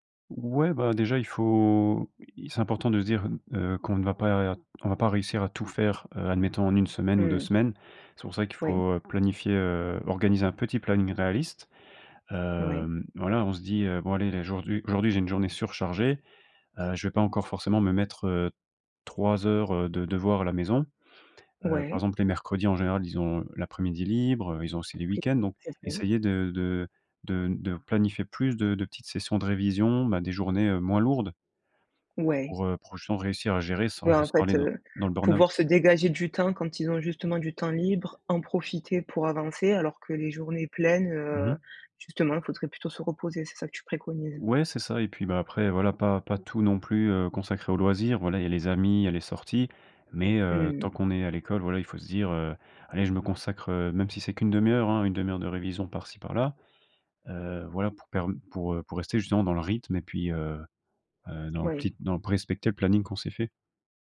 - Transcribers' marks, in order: "aujourd'hui-" said as "jourd'hui"; other background noise; tapping; "pour" said as "prou"
- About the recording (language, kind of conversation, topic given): French, podcast, Quel conseil donnerais-tu à un ado qui veut mieux apprendre ?